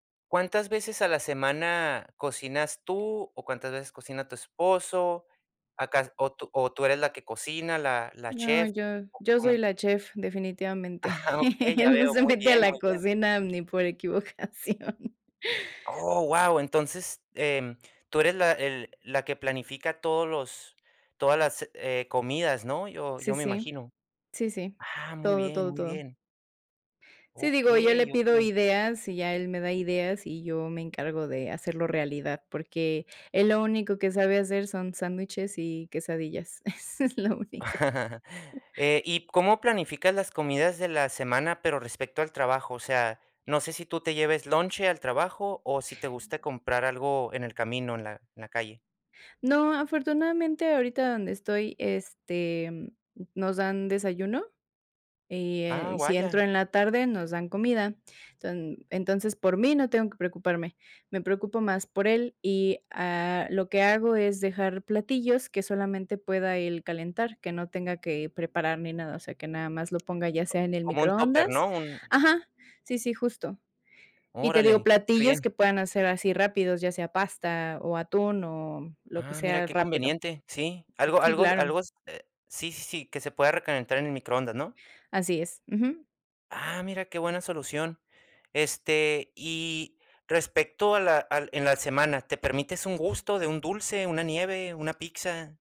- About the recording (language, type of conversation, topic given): Spanish, podcast, ¿Cómo planificas las comidas de la semana sin complicarte la vida?
- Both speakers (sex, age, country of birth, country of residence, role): female, 35-39, Mexico, Mexico, guest; male, 30-34, United States, United States, host
- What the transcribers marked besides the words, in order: chuckle; laughing while speaking: "Él no se mete a la cocina ni por equivocación"; tapping; laughing while speaking: "Eso es lo único"; laugh; chuckle; other background noise